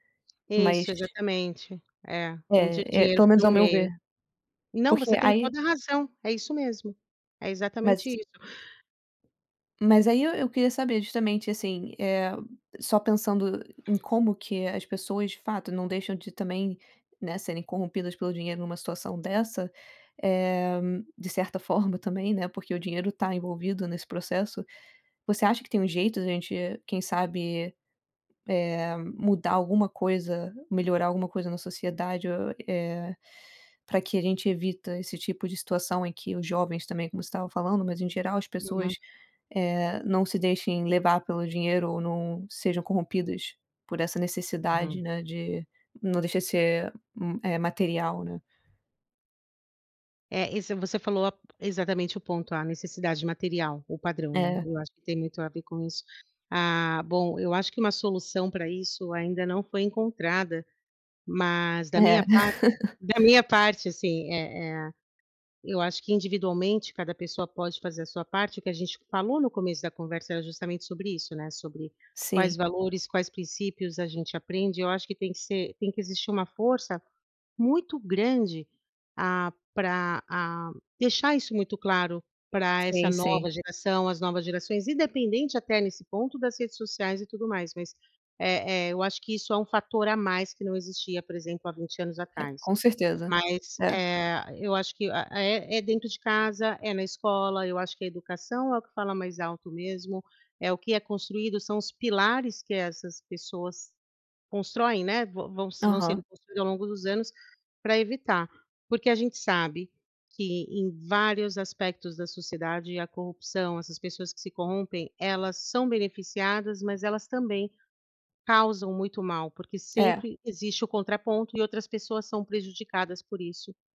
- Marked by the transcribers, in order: other background noise; laugh
- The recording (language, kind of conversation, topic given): Portuguese, unstructured, Você acha que o dinheiro pode corromper as pessoas?